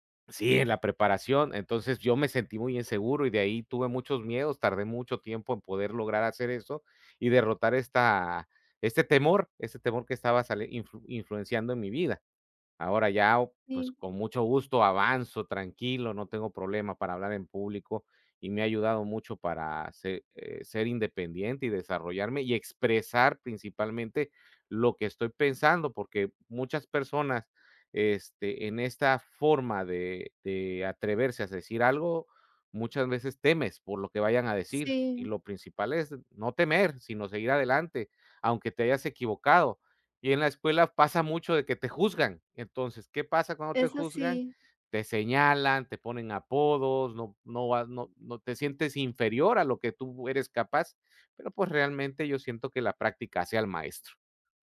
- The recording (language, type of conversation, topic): Spanish, unstructured, ¿Alguna vez has sentido que la escuela te hizo sentir menos por tus errores?
- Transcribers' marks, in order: none